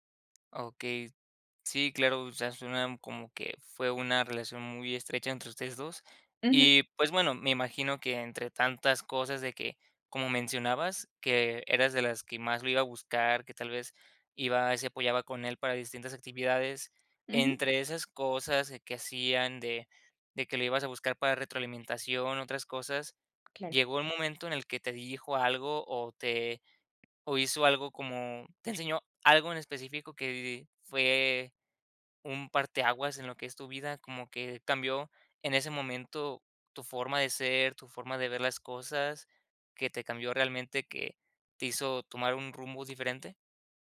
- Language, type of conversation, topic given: Spanish, podcast, ¿Cuál fue una clase que te cambió la vida y por qué?
- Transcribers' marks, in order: none